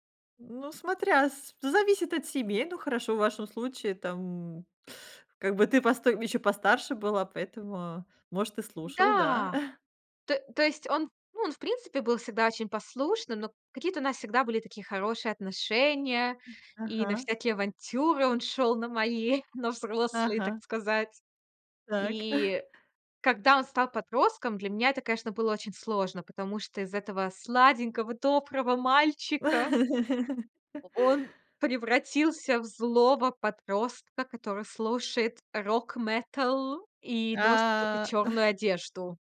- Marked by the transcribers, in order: chuckle; chuckle; laugh; chuckle
- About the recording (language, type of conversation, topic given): Russian, podcast, Что, по‑твоему, помогает смягчить конфликты между поколениями?